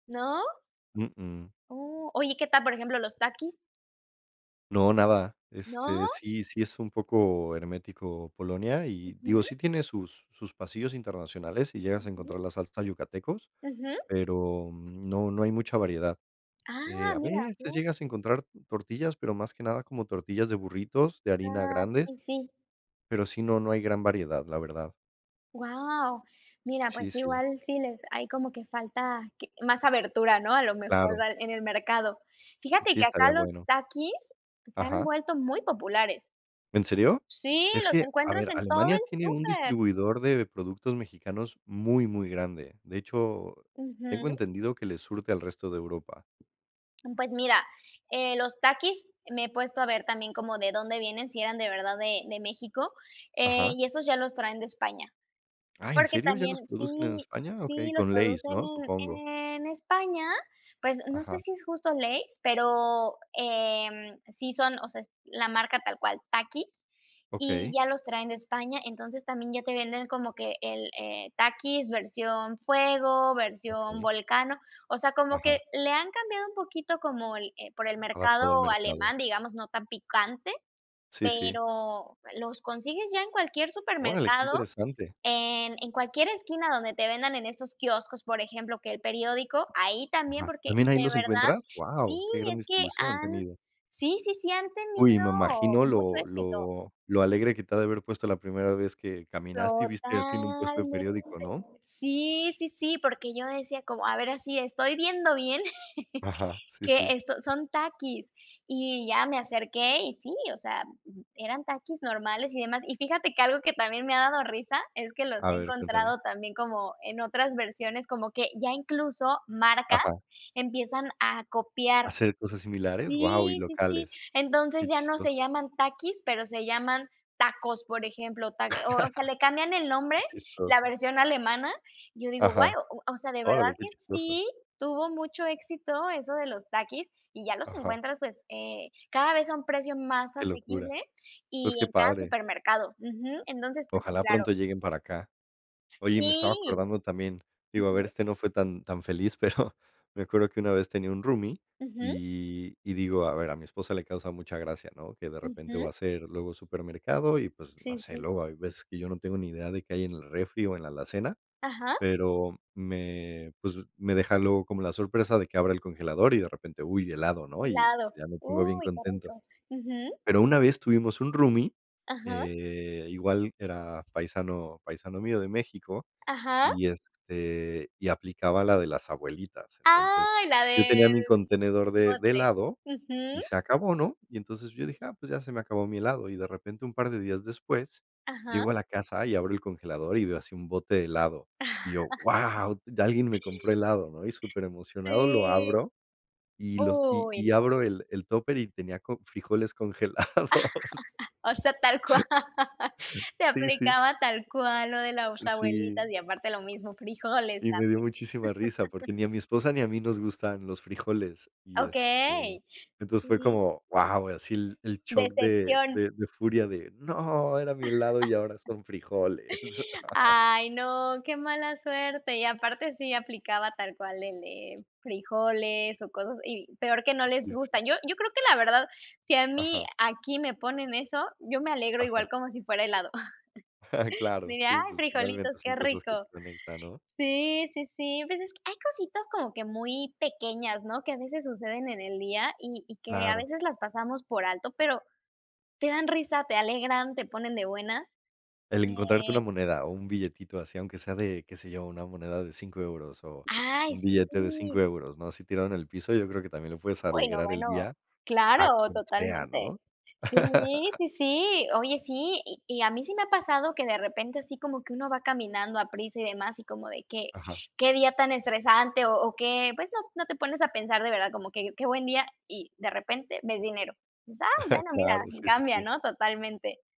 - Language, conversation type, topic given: Spanish, unstructured, ¿Qué te hace sonreír sin importar el día que tengas?
- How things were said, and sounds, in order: tapping; unintelligible speech; surprised: "¿En serio?"; other background noise; drawn out: "Totalmente"; chuckle; laugh; laughing while speaking: "pero"; chuckle; chuckle; laugh; laughing while speaking: "cual"; unintelligible speech; chuckle; chuckle; laugh; chuckle; laugh; chuckle